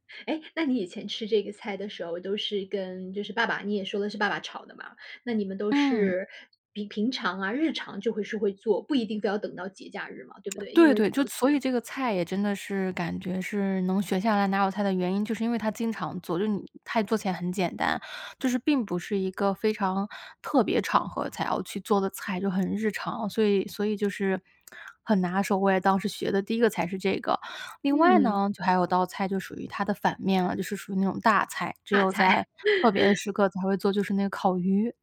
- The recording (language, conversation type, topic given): Chinese, podcast, 家里传下来的拿手菜是什么？
- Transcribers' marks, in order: tsk; "都是" said as "都四"; lip smack; laughing while speaking: "菜"; laugh